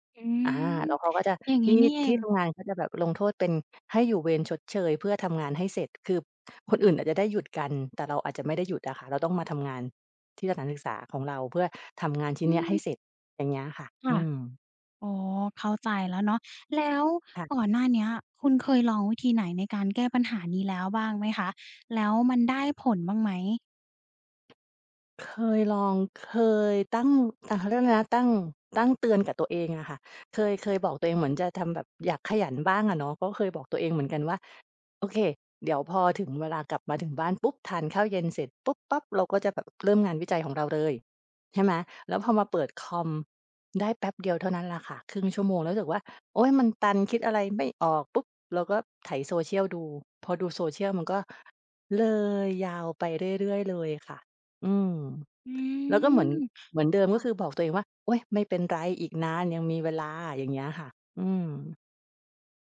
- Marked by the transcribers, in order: tapping
- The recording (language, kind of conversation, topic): Thai, advice, ทำไมฉันถึงผลัดวันประกันพรุ่งงานสำคัญจนต้องเร่งทำใกล้เส้นตาย และควรแก้ไขอย่างไร?